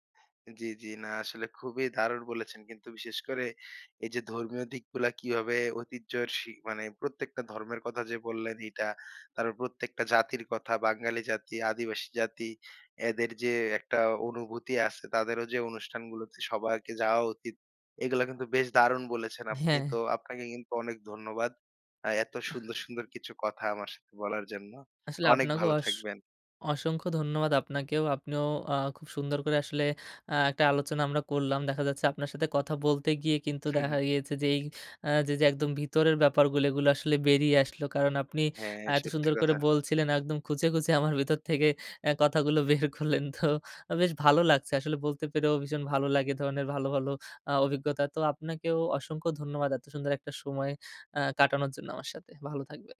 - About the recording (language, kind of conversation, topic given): Bengali, podcast, বিদেশে বেড়ে ওঠা সন্তানকে আপনি কীভাবে নিজের ঐতিহ্য শেখাবেন?
- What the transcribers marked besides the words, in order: laughing while speaking: "কথাগুলো বের করলেন"